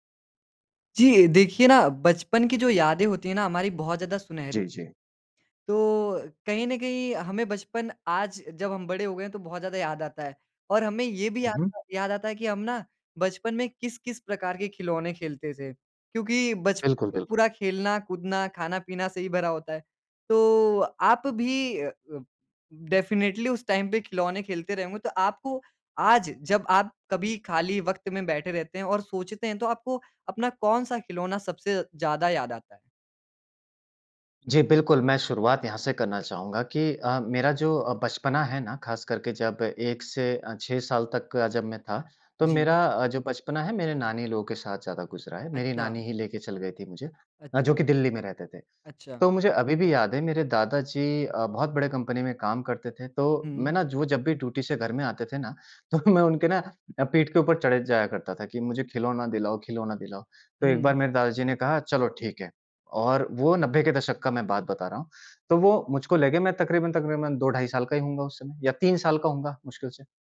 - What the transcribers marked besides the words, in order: in English: "डेफिनिटली"; in English: "टाइम"; laughing while speaking: "तो"
- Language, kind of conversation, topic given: Hindi, podcast, कौन सा खिलौना तुम्हें आज भी याद आता है?